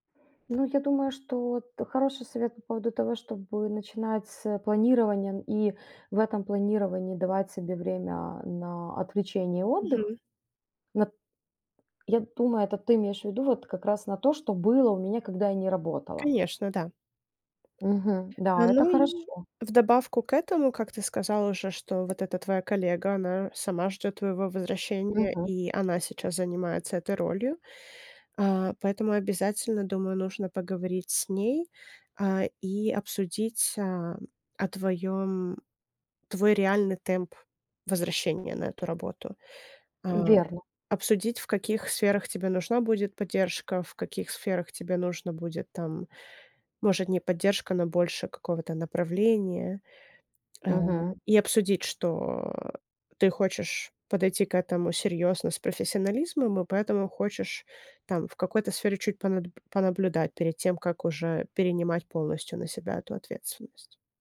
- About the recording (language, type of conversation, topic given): Russian, advice, Как справиться с неуверенностью при возвращении к привычному рабочему ритму после отпуска?
- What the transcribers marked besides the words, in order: tapping; other background noise